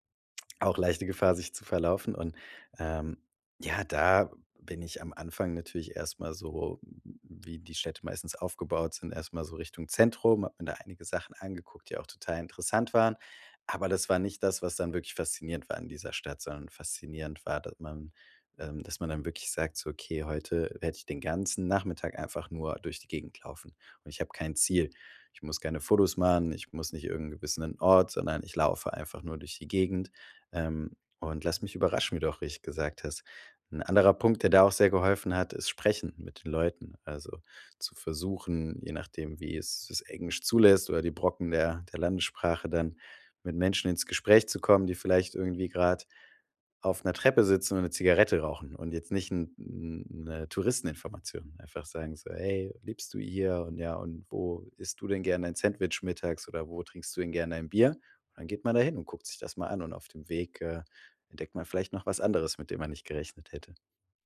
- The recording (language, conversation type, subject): German, podcast, Wie findest du versteckte Ecken in fremden Städten?
- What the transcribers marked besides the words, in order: none